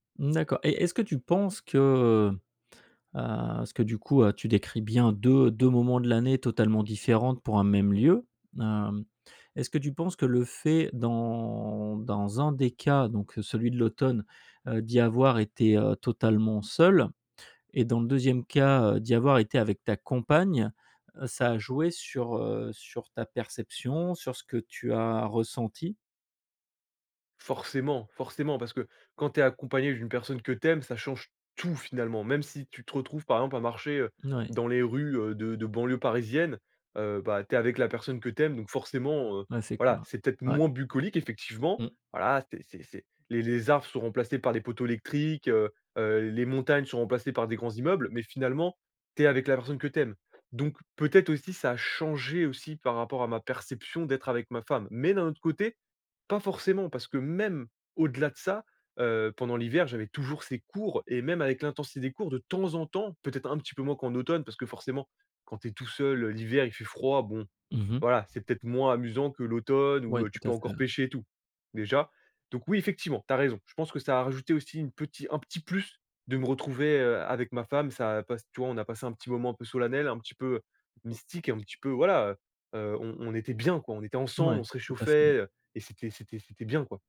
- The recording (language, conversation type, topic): French, podcast, Quel est l’endroit qui t’a calmé et apaisé l’esprit ?
- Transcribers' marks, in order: drawn out: "heu"; drawn out: "dans"; stressed: "seul"; stressed: "tout"; tapping; other background noise; stressed: "temps en temps"; stressed: "bien"